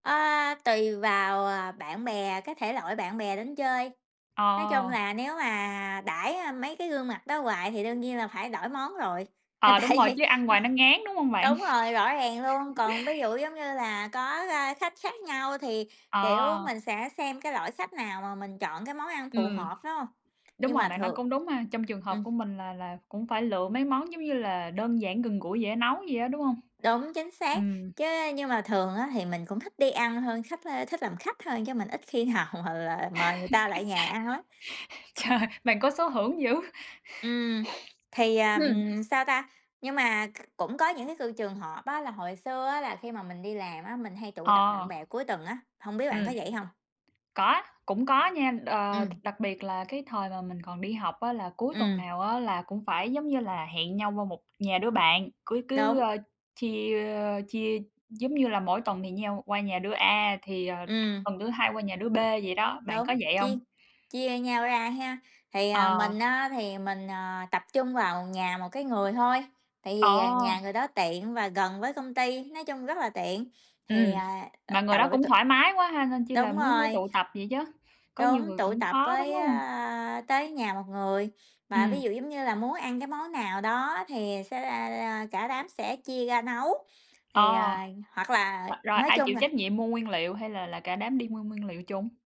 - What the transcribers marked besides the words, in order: tapping; laughing while speaking: "là tại vì"; bird; chuckle; other background noise; laughing while speaking: "nào mà"; laugh; laughing while speaking: "Trời"; laughing while speaking: "dữ"; sniff; throat clearing
- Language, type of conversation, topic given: Vietnamese, unstructured, Món ăn nào bạn thường nấu khi có khách đến chơi?